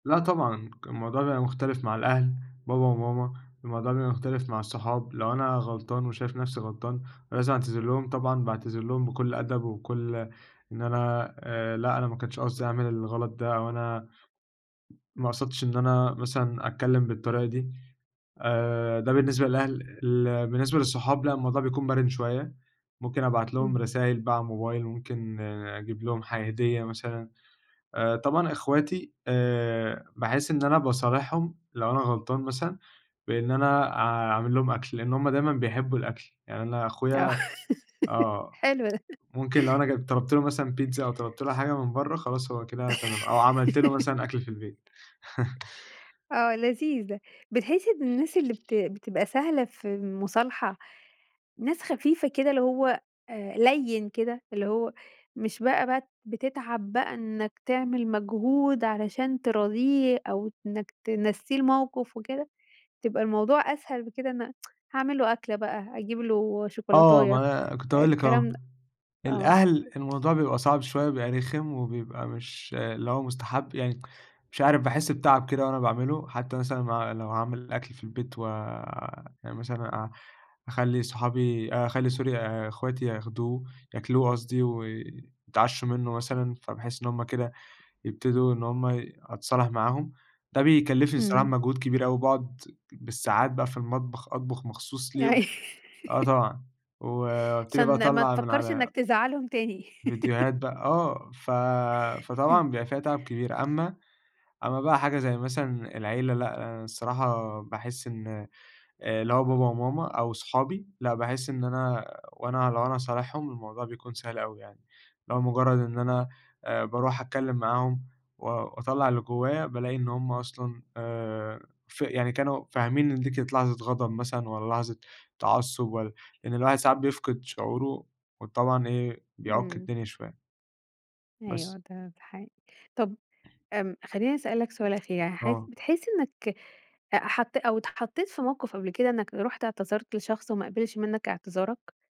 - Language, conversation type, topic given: Arabic, podcast, لما تحس إنك غلطان، إزاي تبدأ تعتذر؟
- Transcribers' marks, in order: tapping; laugh; laughing while speaking: "حلو ده"; laugh; chuckle; tsk; in English: "sorry"; laughing while speaking: "أي"; laugh; laugh; chuckle; unintelligible speech; other background noise